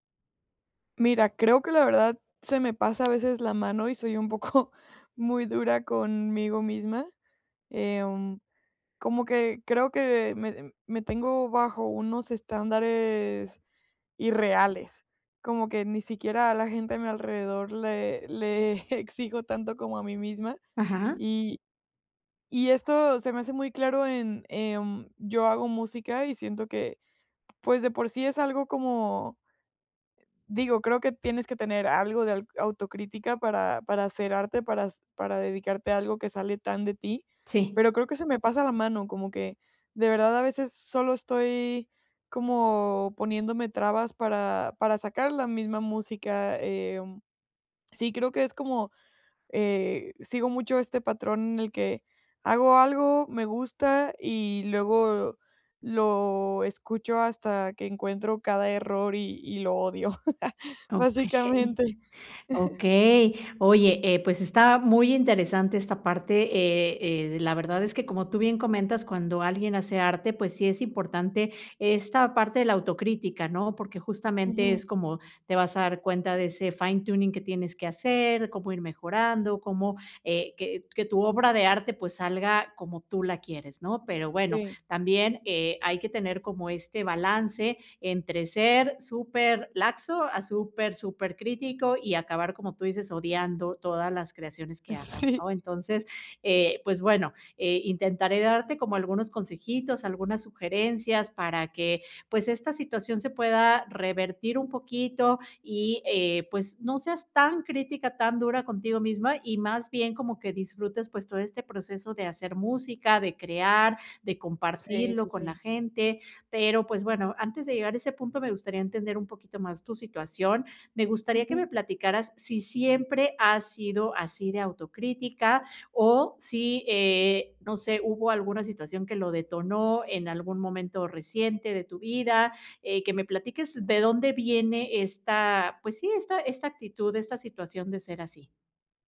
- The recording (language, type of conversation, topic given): Spanish, advice, ¿Por qué sigo repitiendo un patrón de autocrítica por cosas pequeñas?
- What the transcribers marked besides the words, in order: tapping; laughing while speaking: "poco"; laughing while speaking: "le exijo"; other background noise; laugh; laughing while speaking: "básicamente"; chuckle; in English: "fine tuning"; laughing while speaking: "Sí"